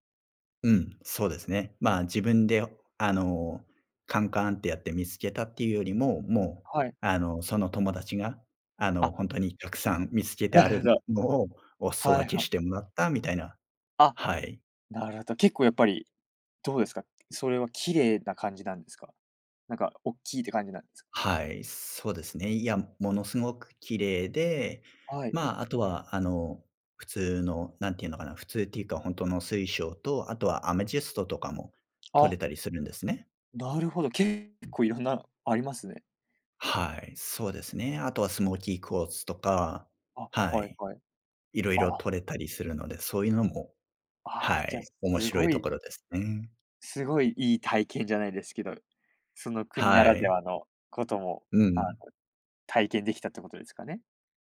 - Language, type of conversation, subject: Japanese, podcast, 最近の自然を楽しむ旅行で、いちばん心に残った瞬間は何でしたか？
- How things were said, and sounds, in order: other noise; other background noise